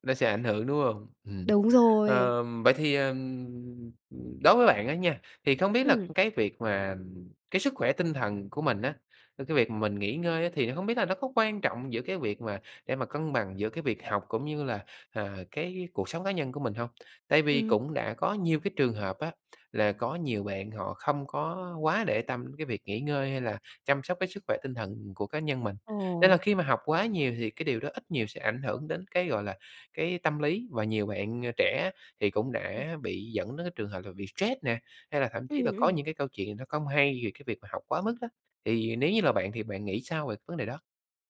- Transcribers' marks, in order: none
- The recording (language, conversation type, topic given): Vietnamese, podcast, Làm thế nào để bạn cân bằng giữa việc học và cuộc sống cá nhân?